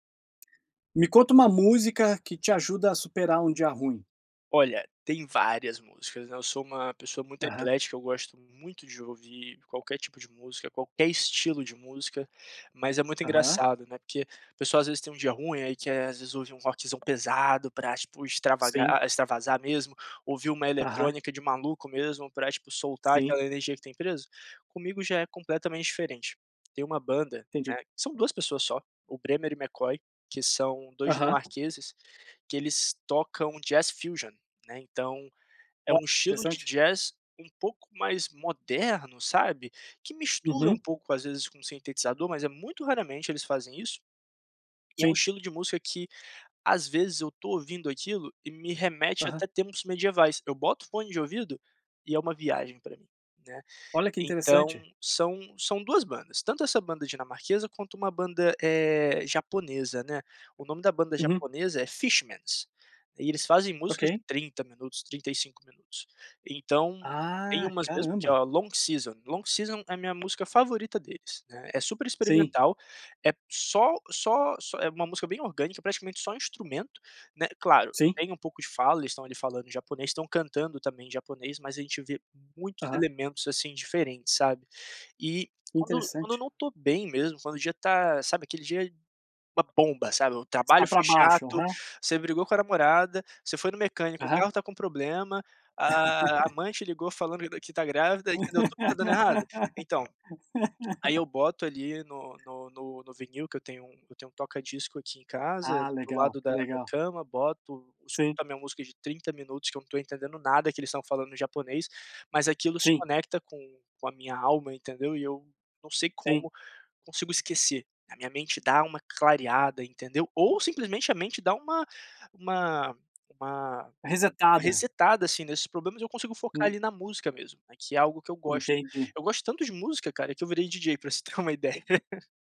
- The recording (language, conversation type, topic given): Portuguese, podcast, Me conta uma música que te ajuda a superar um dia ruim?
- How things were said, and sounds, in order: other background noise; tapping; in English: "fusion"; laugh; laugh; laughing while speaking: "ter uma ideia"; chuckle